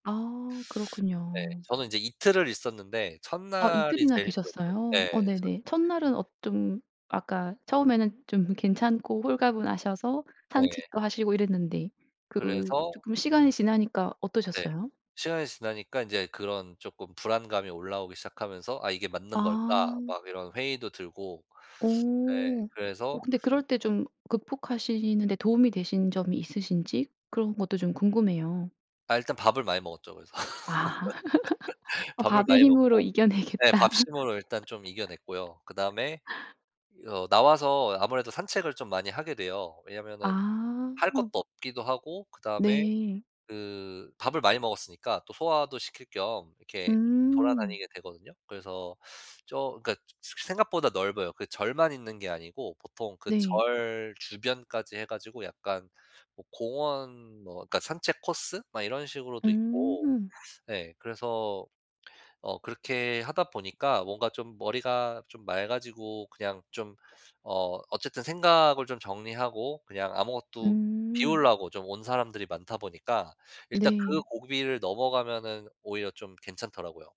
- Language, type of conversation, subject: Korean, podcast, 스마트폰이 하루 동안 없어지면 어떻게 시간을 보내실 것 같나요?
- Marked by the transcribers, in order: other background noise; laughing while speaking: "좀"; laugh; laughing while speaking: "이겨내겠다"; laugh